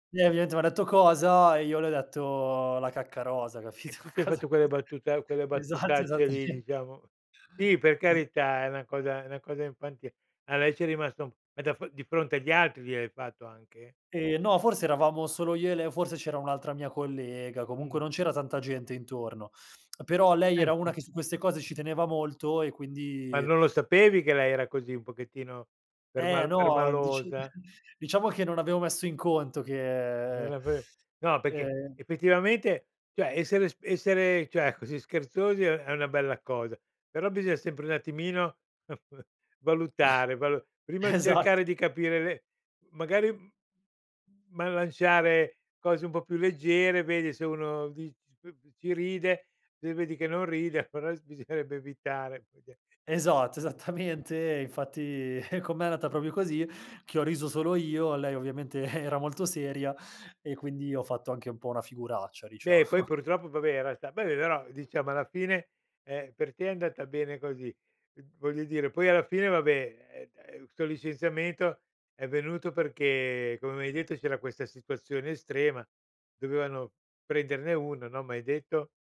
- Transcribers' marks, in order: laughing while speaking: "capito? Cosa esatto, esattamente"; tsk; unintelligible speech; chuckle; "cioè" said as "ceh"; laughing while speaking: "Esatto"; chuckle; laughing while speaking: "esattamente"; background speech; laughing while speaking: "era"; laughing while speaking: "diciamo"
- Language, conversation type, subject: Italian, podcast, C'è un fallimento che, guardandolo ora, ti fa sorridere?